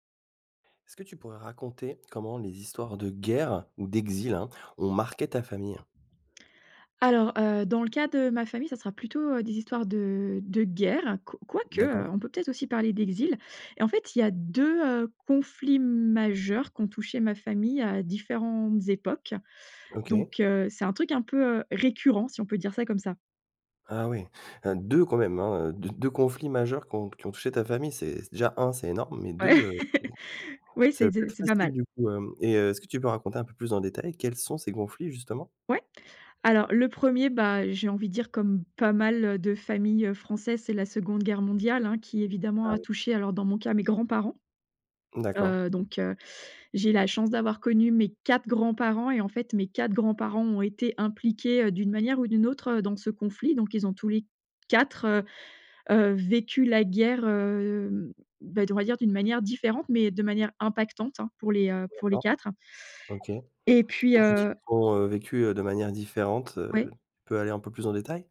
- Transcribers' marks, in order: other background noise; stressed: "guerre"; stressed: "d'exil"; stressed: "guerre"; stressed: "récurrent"; stressed: "deux"; laughing while speaking: "Ouais"; laugh
- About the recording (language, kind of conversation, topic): French, podcast, Comment les histoires de guerre ou d’exil ont-elles marqué ta famille ?